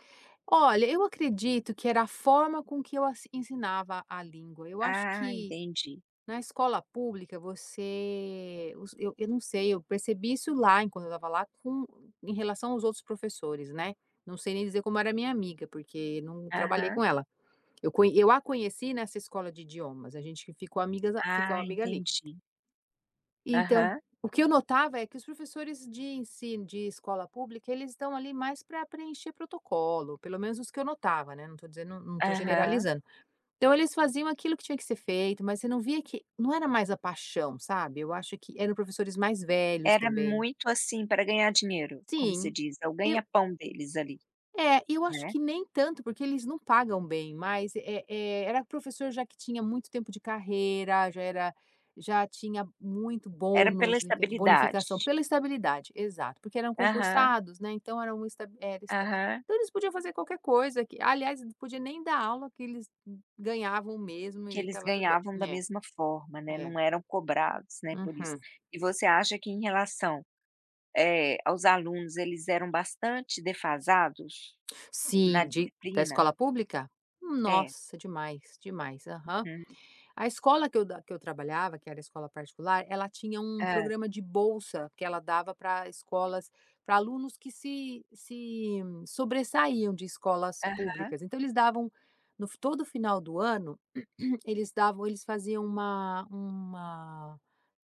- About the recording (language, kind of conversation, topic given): Portuguese, podcast, O que te dá orgulho na sua profissão?
- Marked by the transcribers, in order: tapping; drawn out: "você"; other background noise; throat clearing